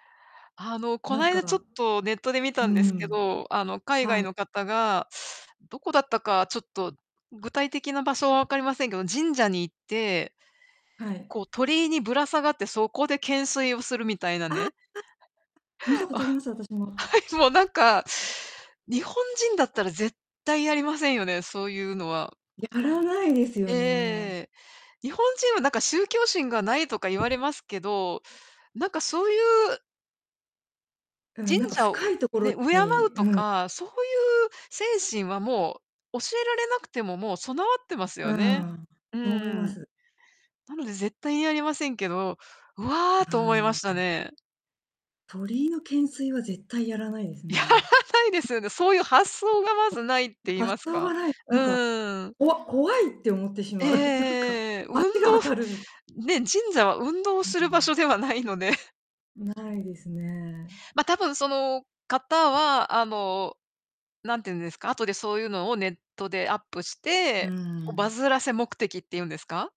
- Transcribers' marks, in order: distorted speech; laughing while speaking: "あ、はい、もうなんか"; tapping; other background noise; laughing while speaking: "やらないですよね"; chuckle; laughing while speaking: "なんか"; chuckle; chuckle
- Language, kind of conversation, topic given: Japanese, unstructured, 公共の場でマナーが悪い人を見かけたとき、あなたはどう感じますか？